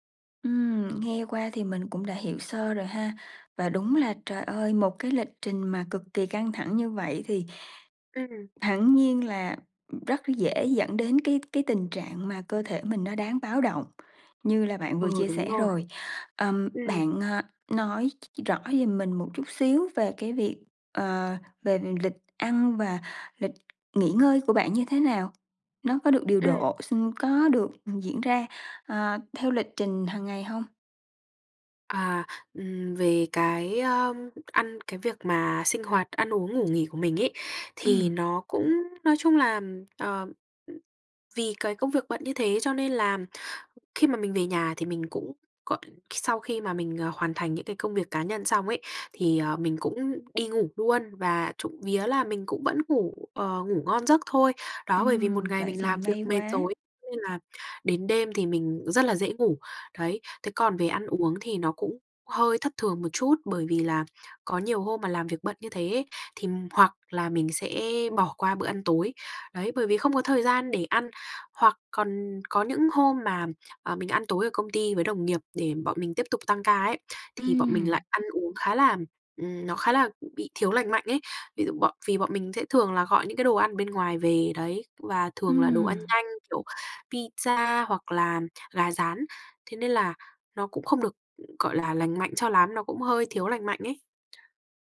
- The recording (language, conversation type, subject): Vietnamese, advice, Vì sao tôi thường cảm thấy cạn kiệt năng lượng sau giờ làm và mất hứng thú với các hoạt động thường ngày?
- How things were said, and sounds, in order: tapping; other background noise